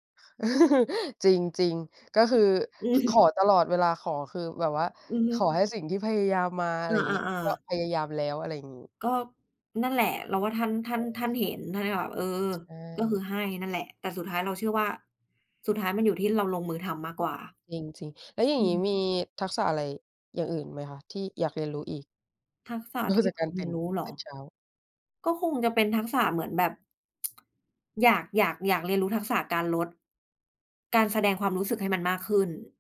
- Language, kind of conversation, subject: Thai, unstructured, มีทักษะอะไรที่คุณอยากเรียนรู้เพิ่มเติมไหม?
- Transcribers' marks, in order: chuckle; laughing while speaking: "อือ"; laughing while speaking: "นอกจากการ"; tsk